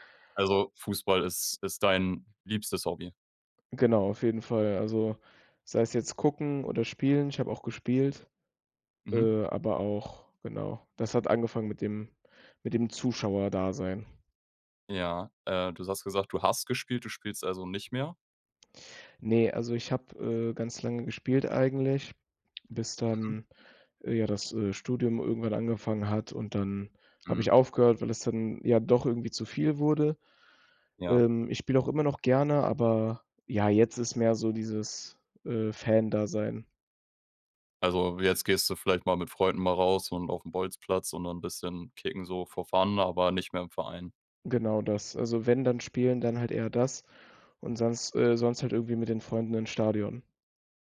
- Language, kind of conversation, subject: German, podcast, Wie hast du dein liebstes Hobby entdeckt?
- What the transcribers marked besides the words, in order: stressed: "hast"